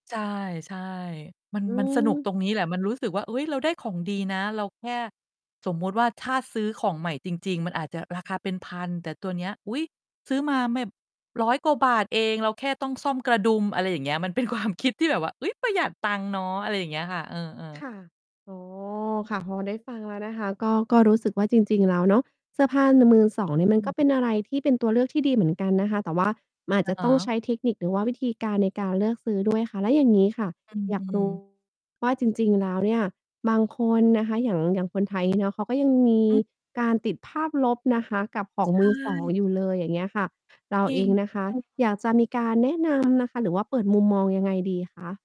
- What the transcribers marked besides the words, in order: "ใช่" said as "จ้าย"; "แบบ" said as "แหม็บ"; laughing while speaking: "เป็นความ"; mechanical hum; distorted speech; other background noise
- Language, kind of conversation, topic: Thai, podcast, คุณมีความคิดเห็นอย่างไรเกี่ยวกับเสื้อผ้ามือสองหรือแฟชั่นที่ยั่งยืน?